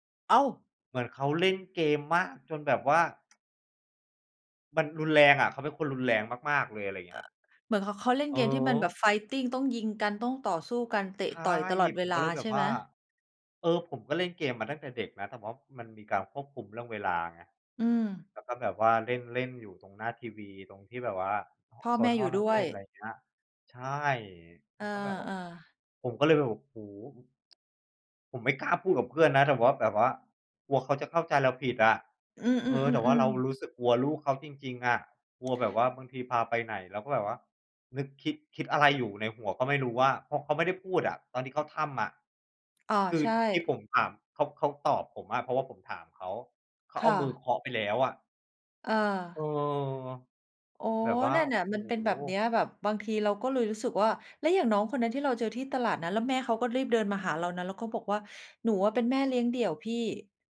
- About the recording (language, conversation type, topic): Thai, unstructured, คุณรู้สึกอย่างไรกับการที่เด็กติดโทรศัพท์มือถือมากขึ้น?
- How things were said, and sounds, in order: tapping; in English: "fighting"; other background noise